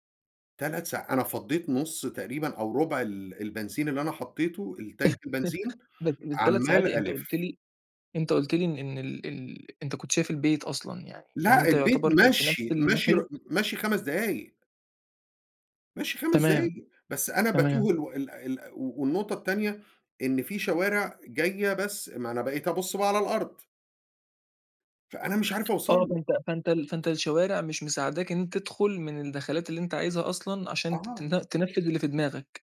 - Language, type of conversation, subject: Arabic, podcast, هل حصلك قبل كده تتيه عن طريقك، وإيه اللي حصل بعدها؟
- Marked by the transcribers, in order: chuckle; unintelligible speech; in English: "الTank"; tapping